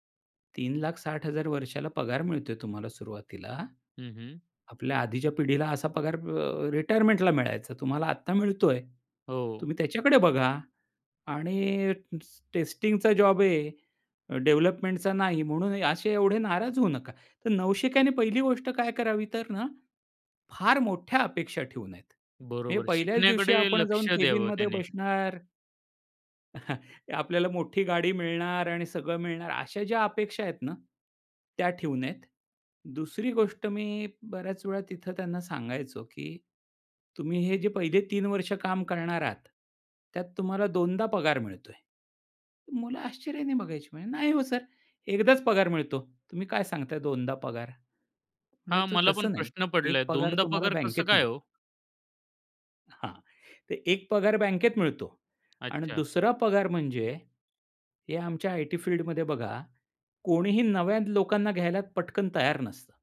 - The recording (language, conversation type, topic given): Marathi, podcast, नवशिक्याने सुरुवात करताना कोणत्या गोष्टींपासून सुरूवात करावी, असं तुम्ही सुचवाल?
- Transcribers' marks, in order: chuckle; tapping